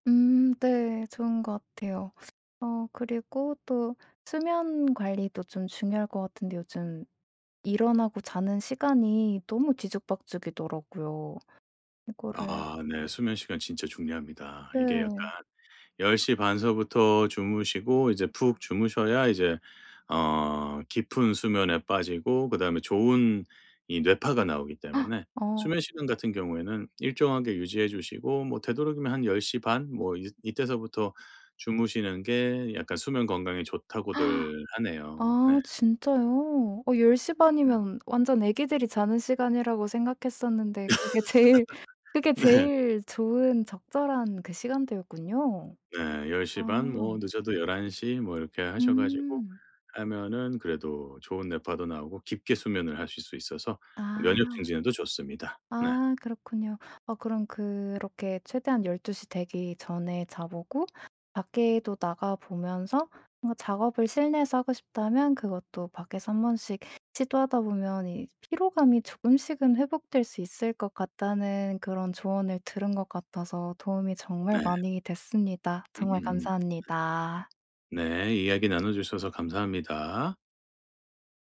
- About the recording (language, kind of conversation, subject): Korean, advice, 정신적 피로 때문에 깊은 집중이 어려울 때 어떻게 회복하면 좋을까요?
- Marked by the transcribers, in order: tapping; other background noise; gasp; gasp; laugh; laughing while speaking: "네"; laughing while speaking: "제일"